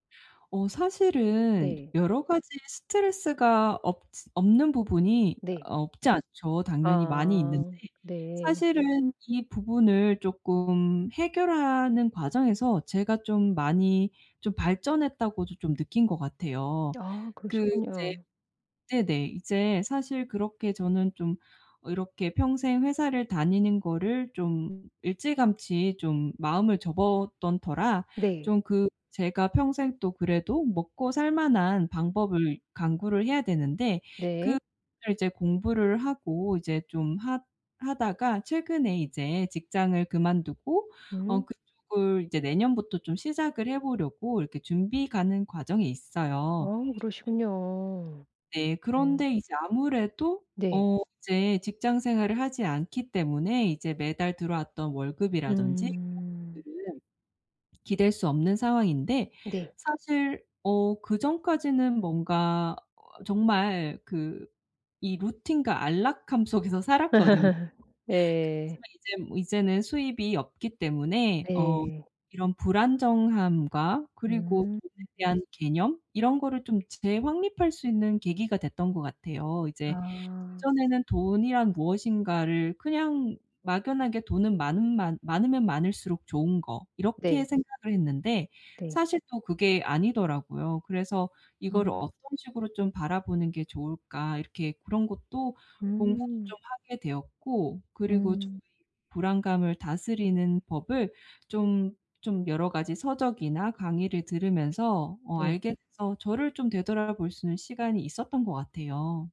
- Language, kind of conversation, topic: Korean, advice, 사회적 기준과 개인적 가치 사이에서 어떻게 균형을 찾을 수 있을까요?
- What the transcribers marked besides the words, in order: tapping; other background noise; unintelligible speech; in English: "루틴과"; laugh